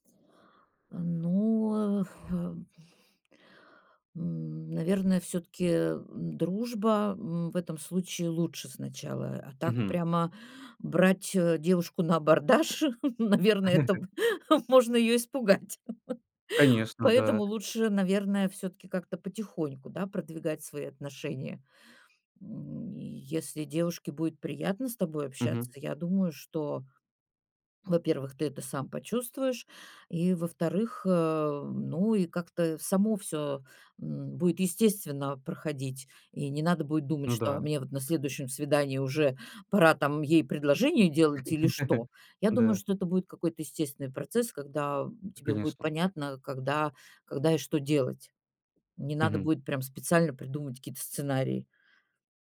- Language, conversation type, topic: Russian, advice, Как справиться со страхом одиночества и нежеланием снова ходить на свидания?
- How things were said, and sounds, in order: chuckle; laughing while speaking: "наверно, это"; laugh; chuckle